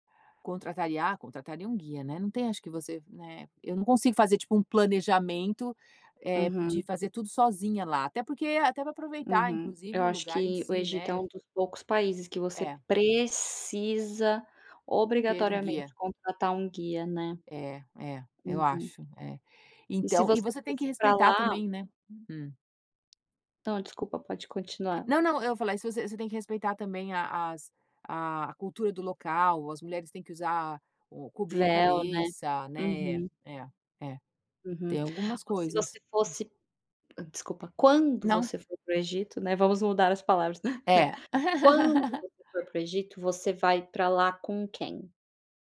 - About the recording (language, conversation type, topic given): Portuguese, unstructured, Qual país você sonha em conhecer e por quê?
- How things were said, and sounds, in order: laugh